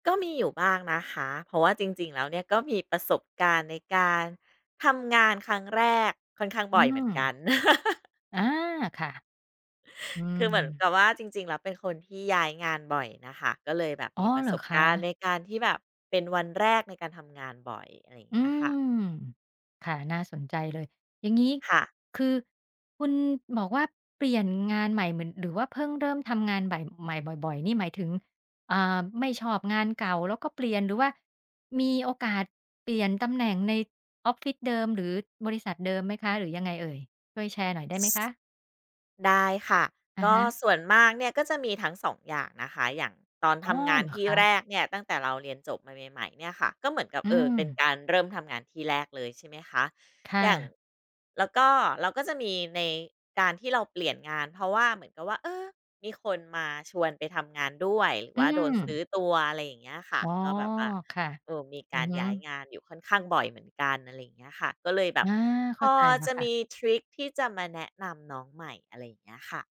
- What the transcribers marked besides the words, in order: laugh; stressed: "เออ"
- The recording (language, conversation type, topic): Thai, podcast, มีคำแนะนำอะไรบ้างสำหรับคนที่เพิ่งเริ่มทำงาน?